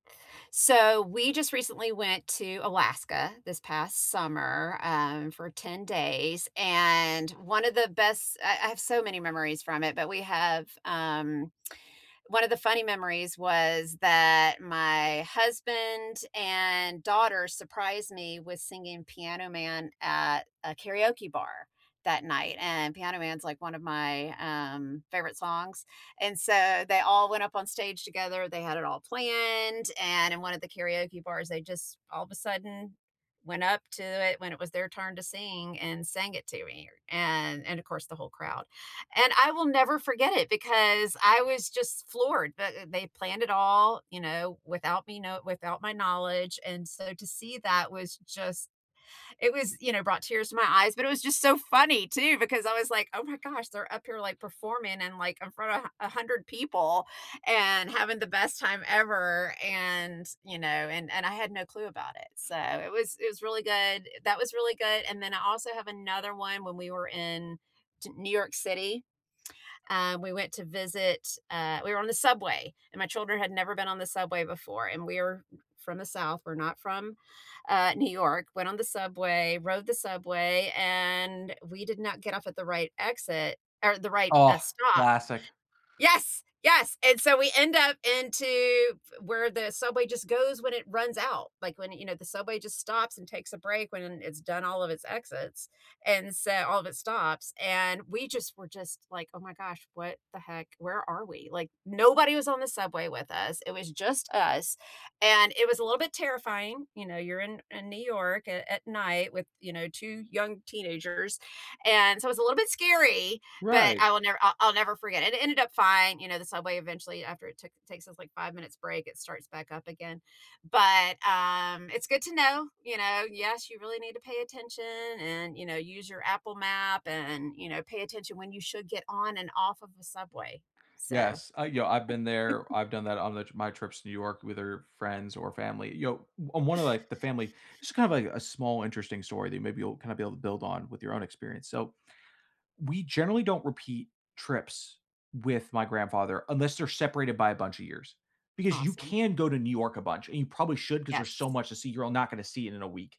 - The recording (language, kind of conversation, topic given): English, unstructured, What is a fun tradition you have with your family?
- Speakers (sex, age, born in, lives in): female, 55-59, United States, United States; male, 30-34, United States, United States
- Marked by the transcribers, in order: other background noise; chuckle; gasp